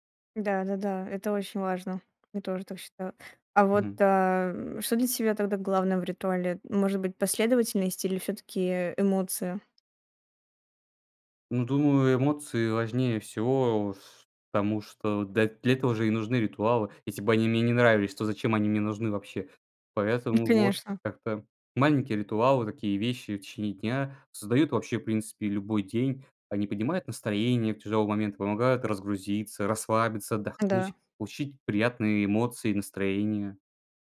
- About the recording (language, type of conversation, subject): Russian, podcast, Как маленькие ритуалы делают твой день лучше?
- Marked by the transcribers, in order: tapping